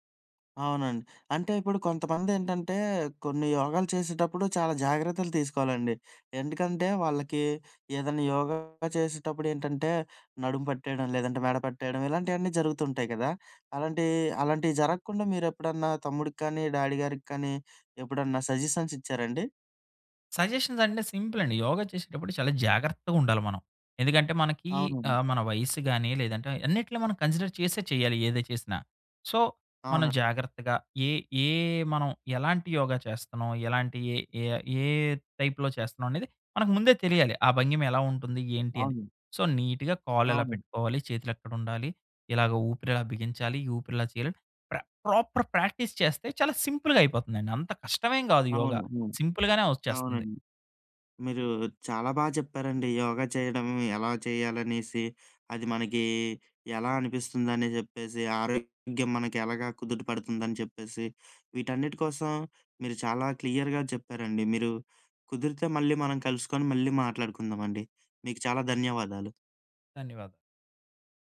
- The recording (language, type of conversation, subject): Telugu, podcast, యోగా చేసి చూడావా, అది నీకు ఎలా అనిపించింది?
- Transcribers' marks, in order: in English: "డ్యాడీ"; in English: "సజెషన్స్"; in English: "సజెషన్స్"; in English: "సింపుల్"; in English: "కన్సిడర్"; in English: "సో"; tapping; in English: "టైప్‌లో"; in English: "సో, నీట్‌గా"; in English: "ప్రాపర్ ప్రాక్టీస్"; in English: "సింపుల్‌గా"; in English: "సింపుల్‌గానే"; in English: "క్లియర్‌గా"